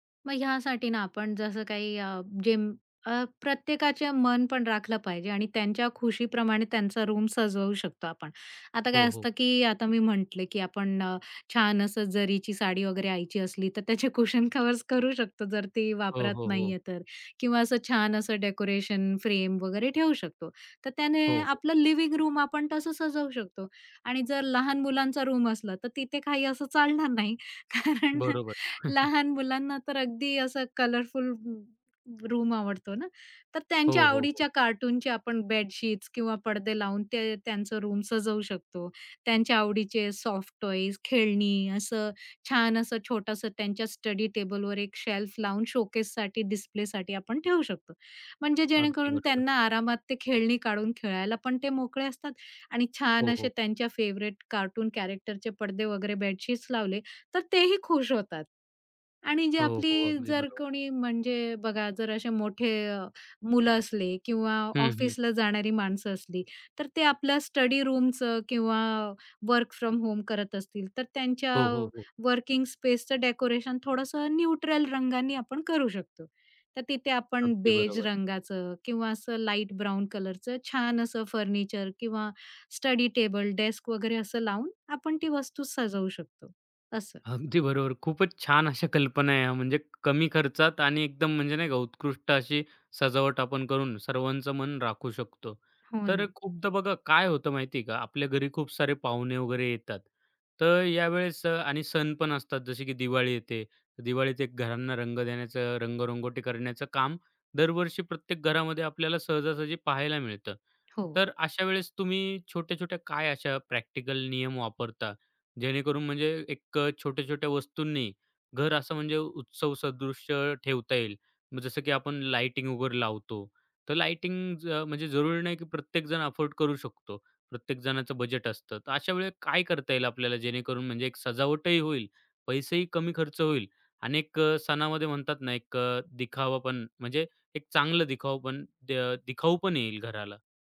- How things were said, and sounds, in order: tapping; in English: "रूम"; laughing while speaking: "कुशन कव्हर्स"; in English: "कुशन"; in English: "लिव्हिंग रूम"; in English: "रूम"; chuckle; laughing while speaking: "चालणार नाही, कारण"; in English: "रूम"; other background noise; in English: "रूम"; in English: "शेल्फ"; in English: "कॅरेक्टरचे"; in English: "रूमचं"; in English: "वर्क फ्रॉम होम"; in English: "वर्किंग स्पेसचं"; in English: "न्यूट्रल"; in English: "बेज"; in English: "लाईट ब्राउन"; laughing while speaking: "अगदी बरोबर"
- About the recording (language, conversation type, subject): Marathi, podcast, घर सजावटीत साधेपणा आणि व्यक्तिमत्त्व यांचे संतुलन कसे साधावे?